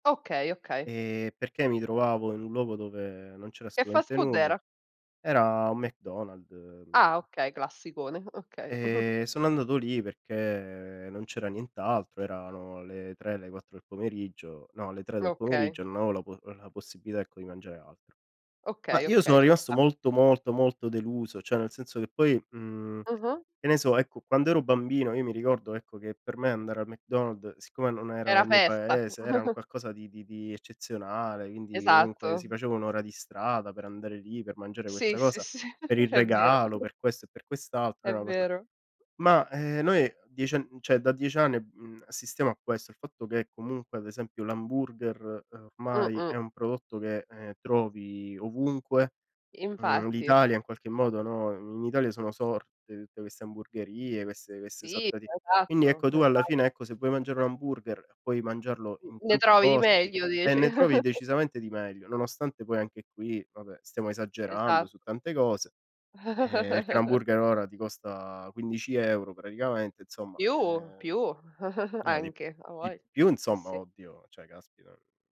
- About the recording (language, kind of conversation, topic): Italian, unstructured, Perché tante persone scelgono il fast food nonostante sappiano che fa male?
- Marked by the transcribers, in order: chuckle; "cioè" said as "ceh"; chuckle; giggle; "cioè" said as "ceh"; chuckle; chuckle; chuckle; "insomma" said as "zomma"; "avoglia" said as "avogli"; "cioè" said as "ceh"